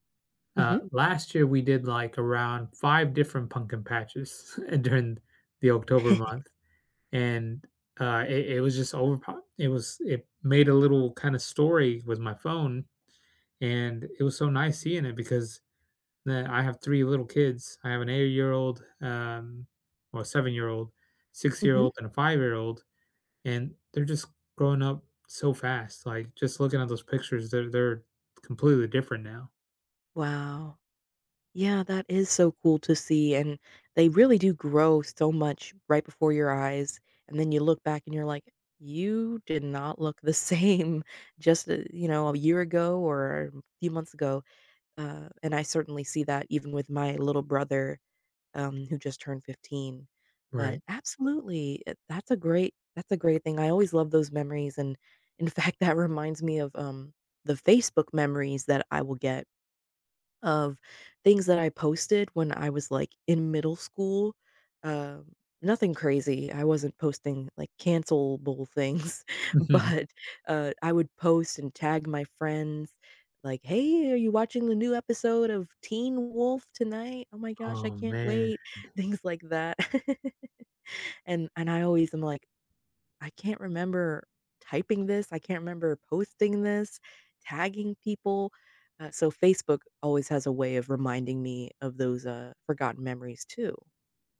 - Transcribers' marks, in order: chuckle; laughing while speaking: "same"; laughing while speaking: "fact"; chuckle; laughing while speaking: "things, but"; other background noise; laughing while speaking: "Things"; laugh
- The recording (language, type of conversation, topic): English, unstructured, Have you ever been surprised by a forgotten memory?